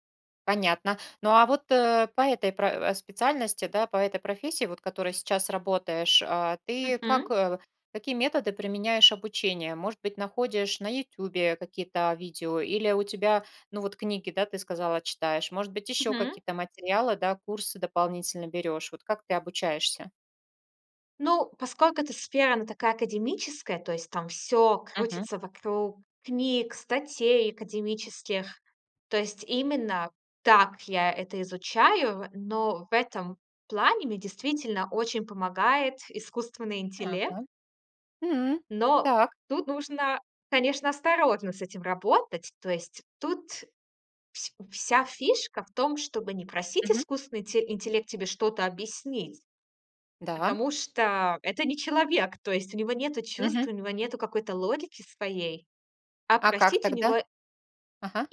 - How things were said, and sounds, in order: none
- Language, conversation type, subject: Russian, podcast, Расскажи о случае, когда тебе пришлось заново учиться чему‑то?